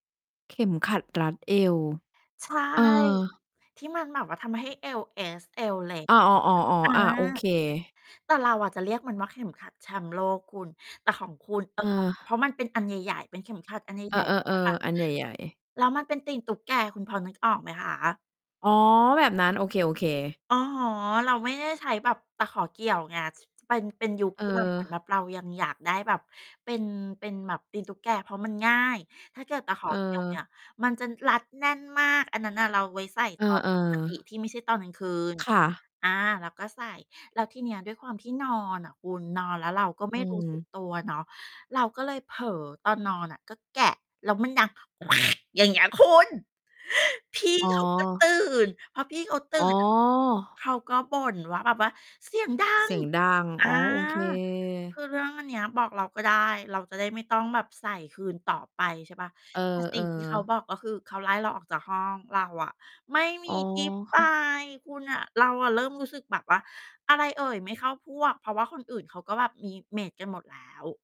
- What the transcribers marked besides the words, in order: distorted speech; stressed: "แควก"; in English: "เมต"
- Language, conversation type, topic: Thai, advice, คุณรู้สึกโดดเดี่ยวและคิดถึงบ้านหลังย้ายไปอยู่ต่างจังหวัดหรือประเทศใหม่ไหม?